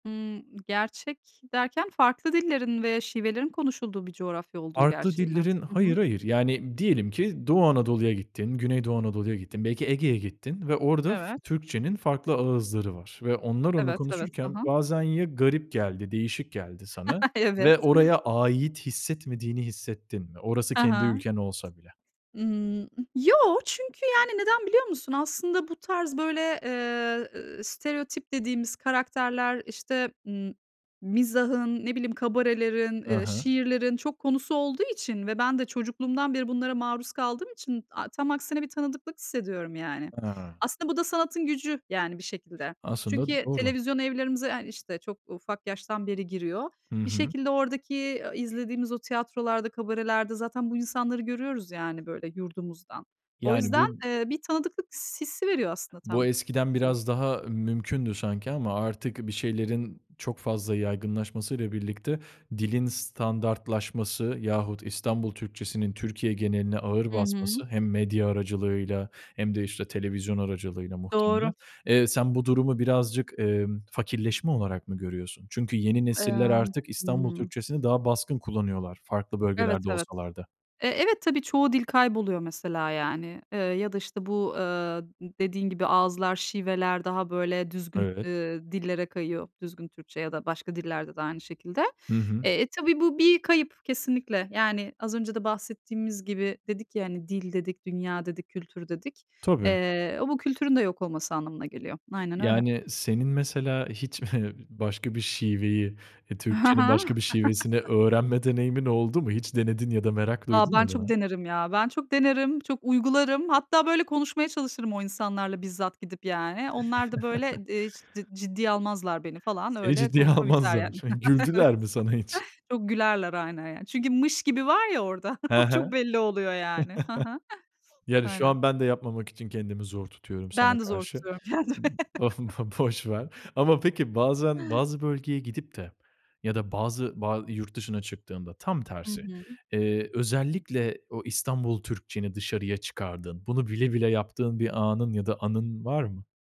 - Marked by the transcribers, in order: chuckle; other background noise; unintelligible speech; chuckle; chuckle; chuckle; laughing while speaking: "almazlar. Güldüler mi sana hiç?"; chuckle; laughing while speaking: "Evet"; chuckle; chuckle; laughing while speaking: "kendimi"; chuckle
- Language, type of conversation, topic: Turkish, podcast, Diliniz veya şiveniz aidiyet duygunuzu nasıl etkiledi, bu konuda deneyiminiz nedir?